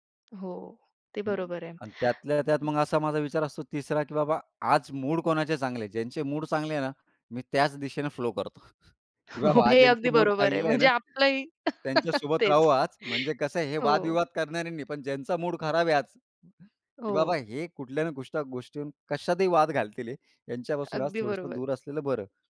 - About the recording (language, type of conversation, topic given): Marathi, podcast, तुम्हाला प्रेरणा मिळवण्याचे मार्ग कोणते आहेत?
- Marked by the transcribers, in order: tapping; other noise; other background noise; chuckle; laughing while speaking: "हो"; chuckle